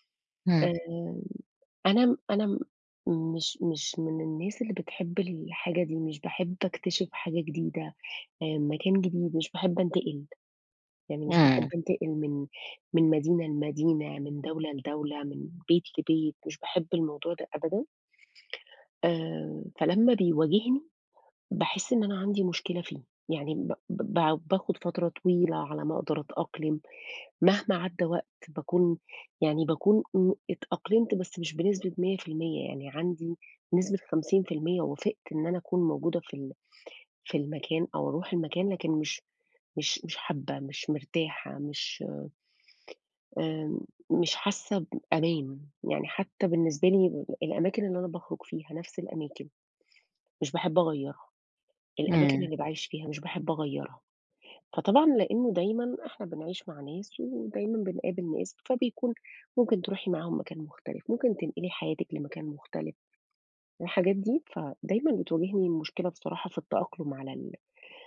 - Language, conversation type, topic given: Arabic, advice, إزاي أتعامل مع قلقي لما بفكر أستكشف أماكن جديدة؟
- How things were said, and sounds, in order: tapping